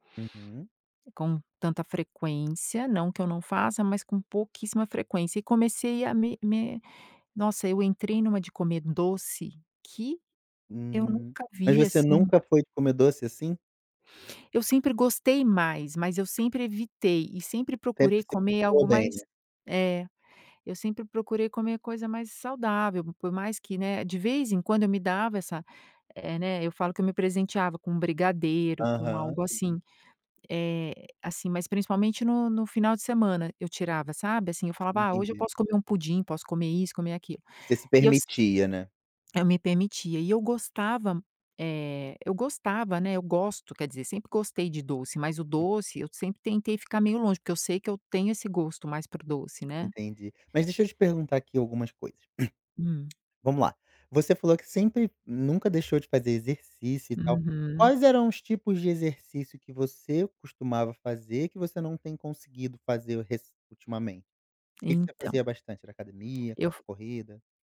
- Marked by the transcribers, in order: other background noise; throat clearing; tapping
- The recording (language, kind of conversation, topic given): Portuguese, advice, Como posso lidar com recaídas frequentes em hábitos que quero mudar?